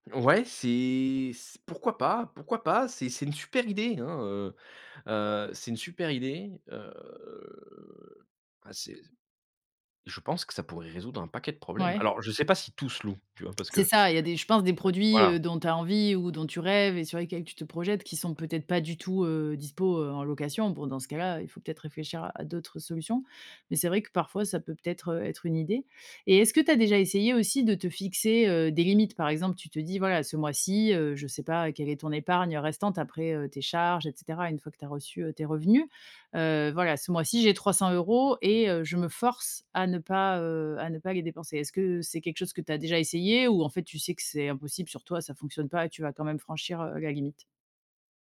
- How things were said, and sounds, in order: drawn out: "heu"
- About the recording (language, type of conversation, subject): French, advice, Pourquoi achetez-vous des objets coûteux que vous utilisez peu, mais que vous pensez nécessaires ?